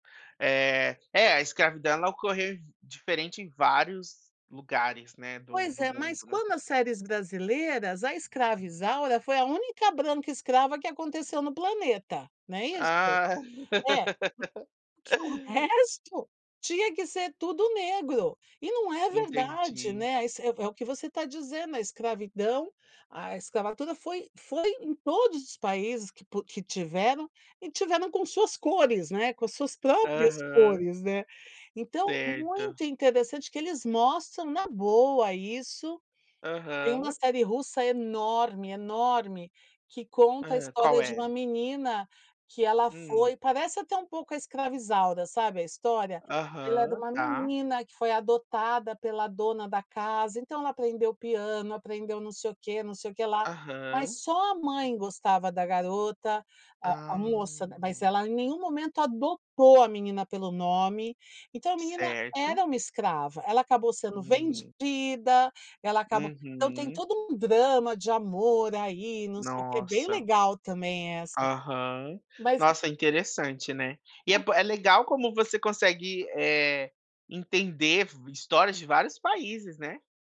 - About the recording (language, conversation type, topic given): Portuguese, podcast, O que explica a ascensão de séries internacionais?
- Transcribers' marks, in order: laugh; unintelligible speech; other noise